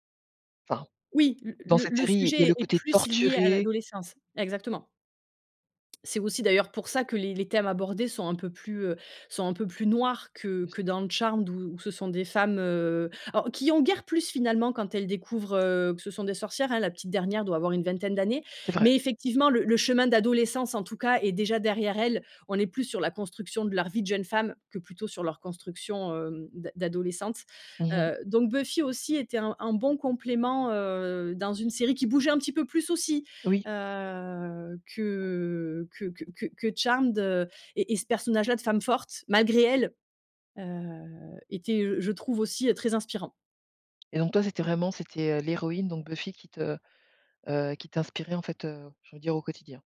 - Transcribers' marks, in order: stressed: "torturé"
- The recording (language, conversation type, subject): French, podcast, Comment la représentation dans les séries t’a-t-elle influencé·e en grandissant ?